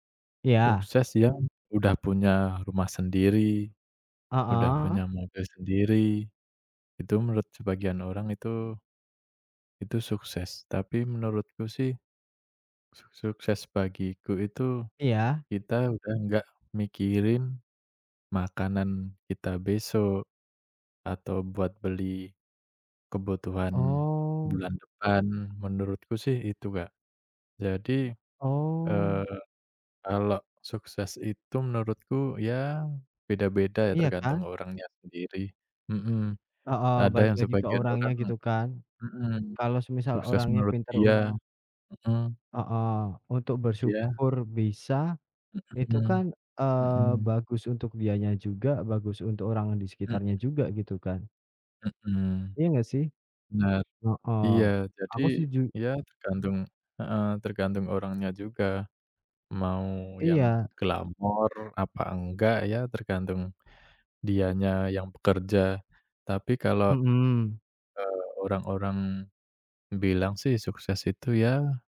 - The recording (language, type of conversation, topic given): Indonesian, unstructured, Apa arti sukses menurut kamu secara pribadi?
- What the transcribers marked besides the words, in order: other background noise; tapping